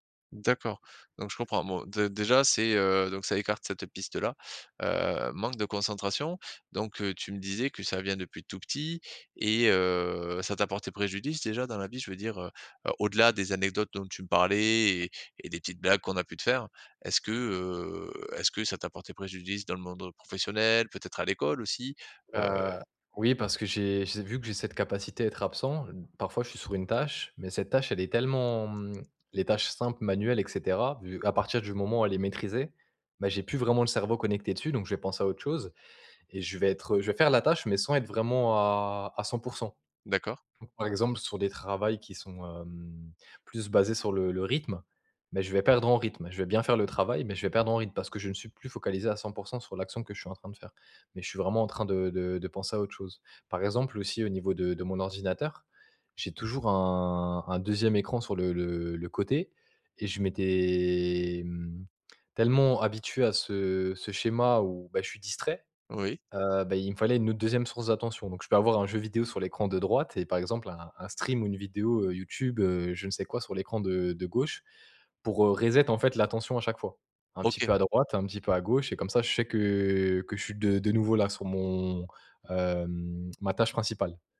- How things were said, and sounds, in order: tapping
- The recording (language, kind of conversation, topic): French, advice, Comment puis-je rester concentré longtemps sur une seule tâche ?